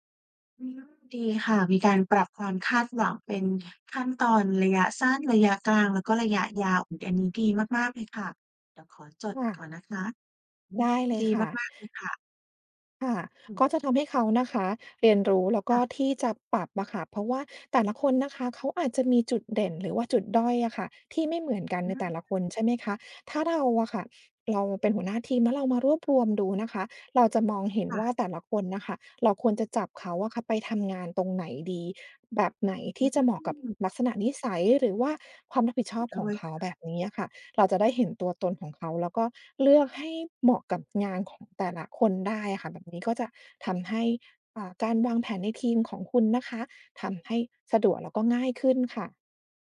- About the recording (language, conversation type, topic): Thai, advice, เริ่มงานใหม่แล้วกลัวปรับตัวไม่ทัน
- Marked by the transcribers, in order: other background noise; unintelligible speech